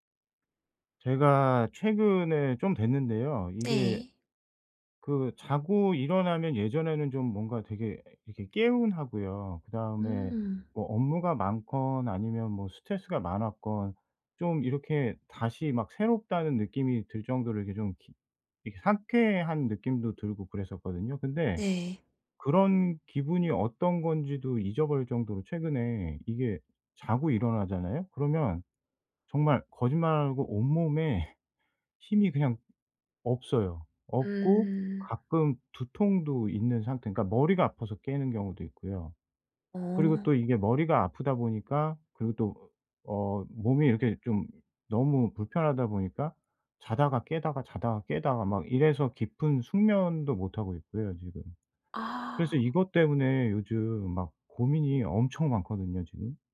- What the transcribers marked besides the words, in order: laughing while speaking: "온몸에"
- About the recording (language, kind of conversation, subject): Korean, advice, 충분히 잤는데도 아침에 계속 무기력할 때 어떻게 하면 더 활기차게 일어날 수 있나요?